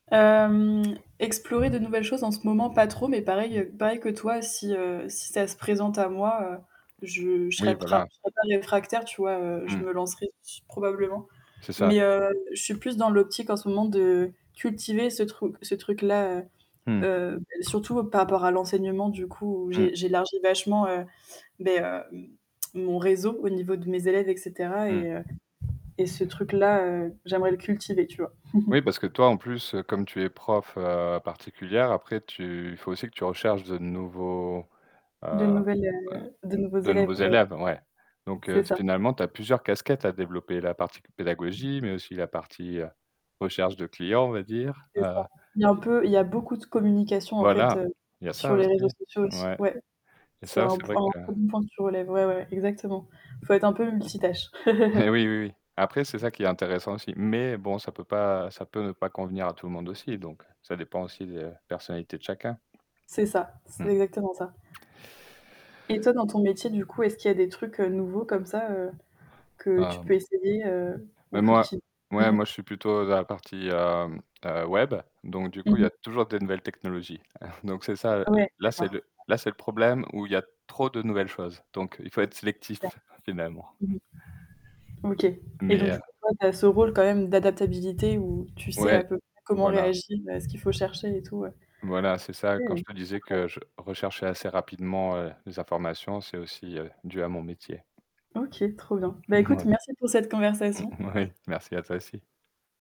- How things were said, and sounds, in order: static; other background noise; distorted speech; "pas" said as "pras"; "truc" said as "trouc"; tapping; chuckle; laugh; chuckle; chuckle; wind; chuckle; chuckle
- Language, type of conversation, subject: French, unstructured, As-tu déjà découvert un talent caché en essayant quelque chose de nouveau ?
- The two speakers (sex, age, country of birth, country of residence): female, 20-24, France, France; male, 40-44, France, Sweden